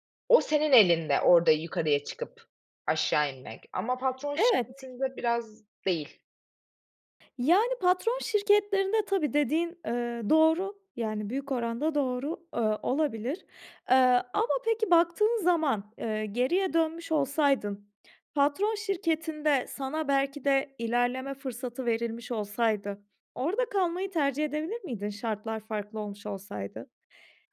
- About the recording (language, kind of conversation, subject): Turkish, podcast, Para mı, iş tatmini mi senin için daha önemli?
- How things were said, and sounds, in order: none